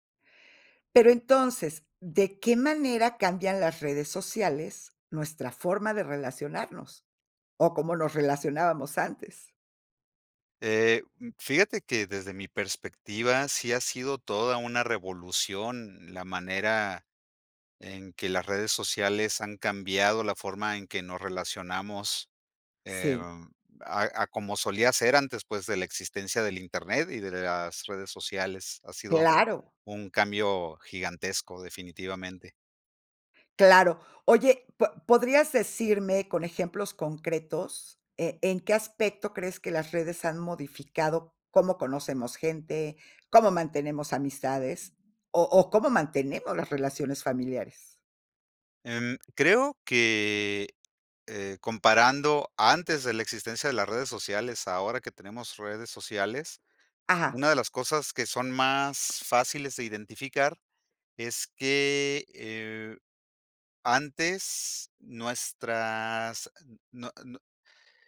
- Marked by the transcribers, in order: none
- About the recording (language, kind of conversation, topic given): Spanish, podcast, ¿Cómo cambian las redes sociales nuestra forma de relacionarnos?